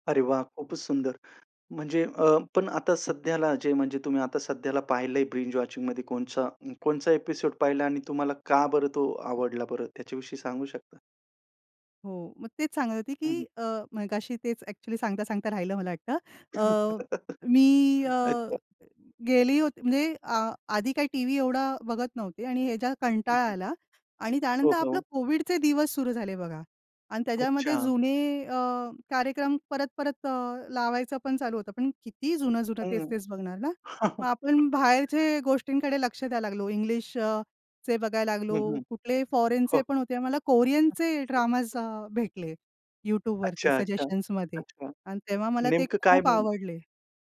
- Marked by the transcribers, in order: in English: "बिंज वॉचिंगमध्ये"; in English: "एपिसोड्स"; laugh; laughing while speaking: "हं, अच्छा"; other noise; tapping; in English: "कोविडचे"; laugh; other background noise; in English: "कोरियनचे ड्रामाज"; in English: "सजेशन्समध्ये"
- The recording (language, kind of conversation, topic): Marathi, podcast, तुम्ही सलग अनेक भाग पाहता का, आणि त्यामागचे कारण काय आहे?